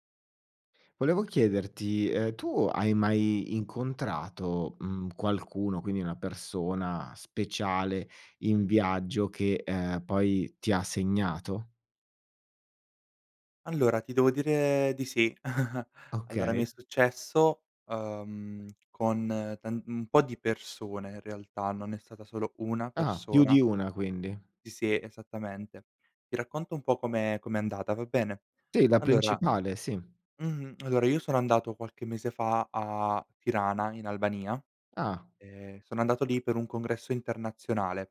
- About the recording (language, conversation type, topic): Italian, podcast, Hai mai incontrato qualcuno in viaggio che ti ha segnato?
- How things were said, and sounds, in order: chuckle